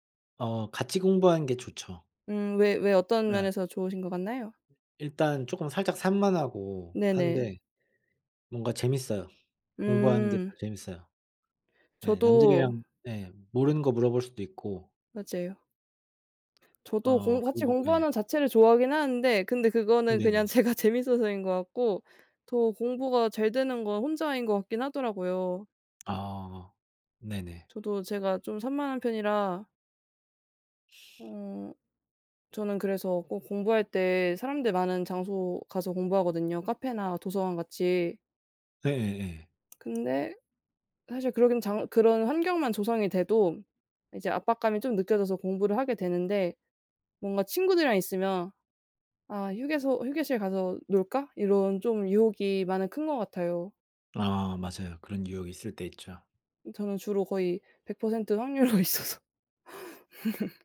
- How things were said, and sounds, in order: other background noise; laughing while speaking: "제가"; tapping; laughing while speaking: "확률로 있어서"; laugh
- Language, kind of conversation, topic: Korean, unstructured, 어떻게 하면 공부에 대한 흥미를 잃지 않을 수 있을까요?